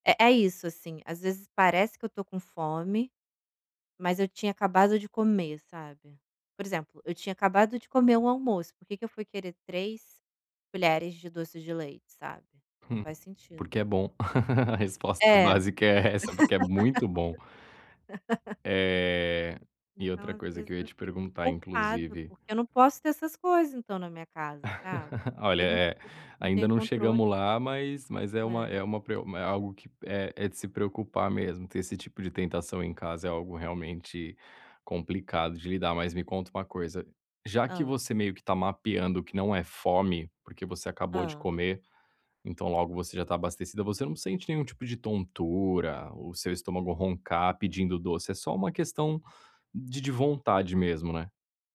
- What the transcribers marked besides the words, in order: chuckle; laugh; laugh; other background noise; laugh; tapping
- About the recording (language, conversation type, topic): Portuguese, advice, Como posso diferenciar a fome de verdade da fome emocional?